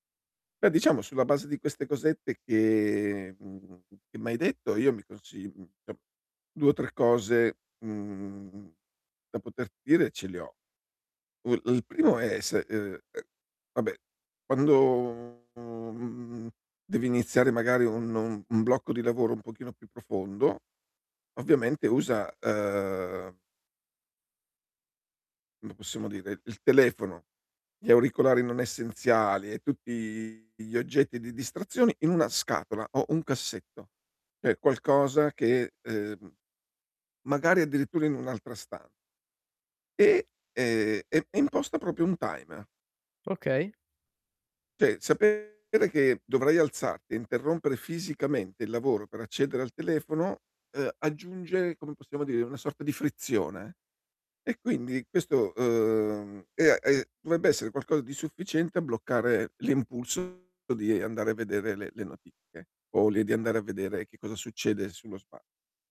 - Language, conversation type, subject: Italian, advice, In che modo le interruzioni continue ti impediscono di concentrarti?
- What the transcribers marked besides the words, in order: drawn out: "che"; distorted speech; "cioè" said as "ceh"; "proprio" said as "propio"; static; tapping